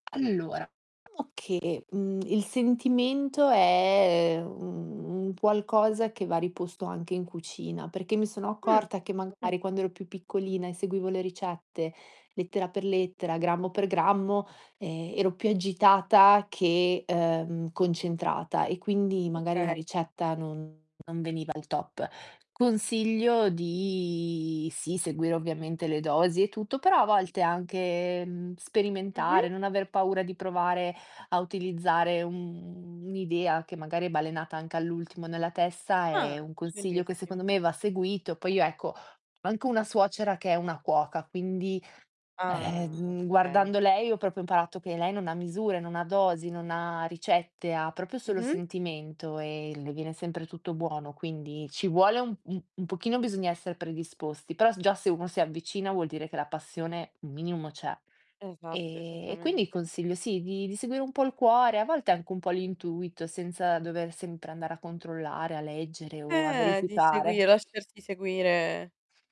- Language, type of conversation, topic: Italian, podcast, Qual è un ricordo legato al cibo che ti emoziona?
- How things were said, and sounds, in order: static; distorted speech; drawn out: "è"; background speech; drawn out: "di"; other street noise; other noise; drawn out: "Ah"; other background noise